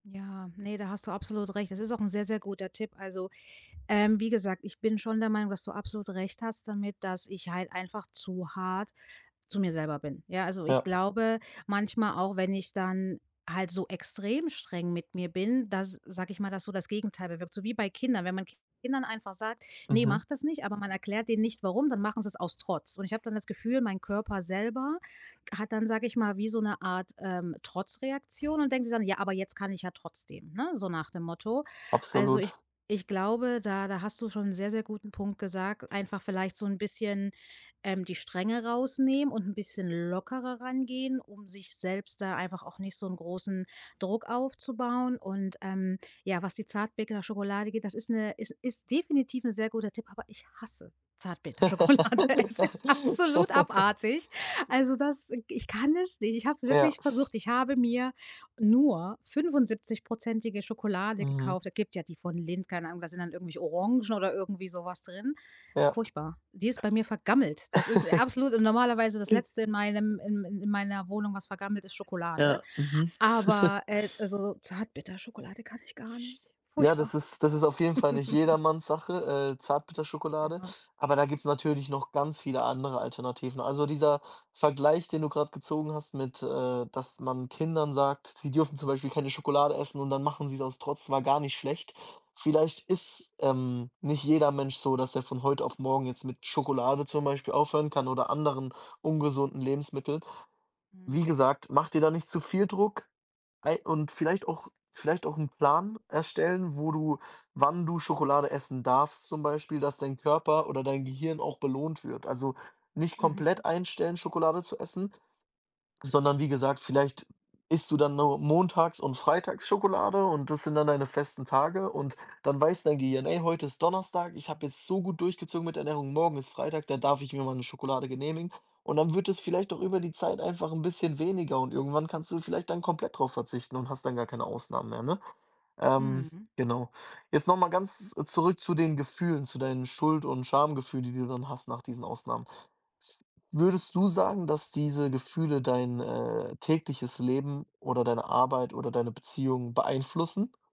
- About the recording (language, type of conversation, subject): German, advice, Wie erlebst du Schuld- und Schamgefühle, wenn du gelegentlich von deinen eigenen Regeln abweichst?
- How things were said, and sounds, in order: other background noise; tapping; laugh; laughing while speaking: "Zartbitterschokolade. Es ist absolut"; laugh; other noise; chuckle; laugh